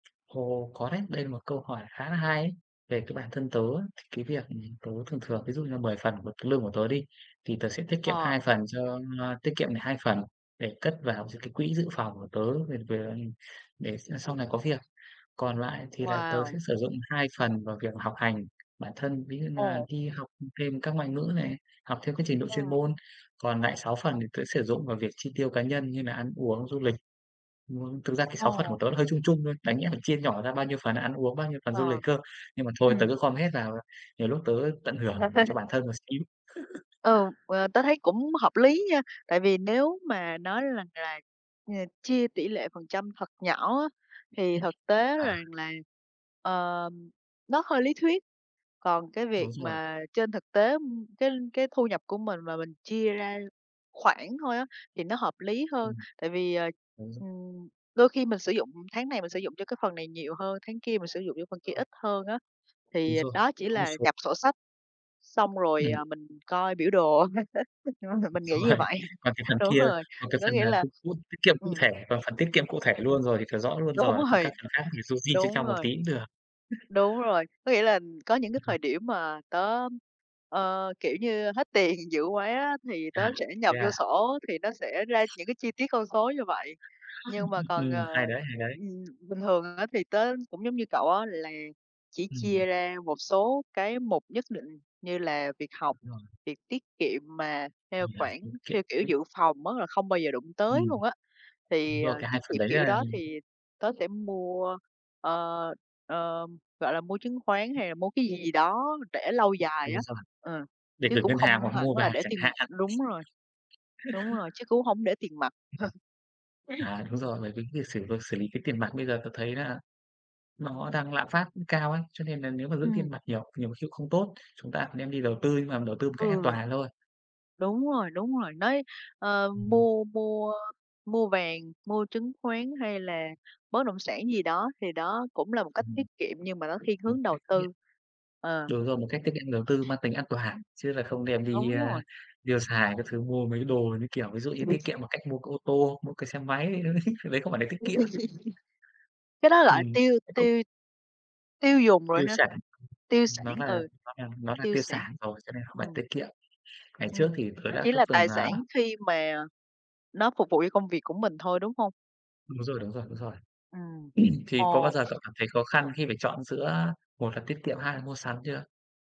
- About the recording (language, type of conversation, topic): Vietnamese, unstructured, Làm thế nào để cân bằng giữa việc tiết kiệm và chi tiêu?
- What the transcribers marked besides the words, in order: tapping; chuckle; other background noise; laughing while speaking: "rồi"; laugh; laughing while speaking: "Đúng rồi"; unintelligible speech; laughing while speaking: "Đúng rồi"; unintelligible speech; other noise; laughing while speaking: "tiền"; chuckle; unintelligible speech; chuckle; chuckle; unintelligible speech; laughing while speaking: "đấy, nó đấy"; chuckle; unintelligible speech; throat clearing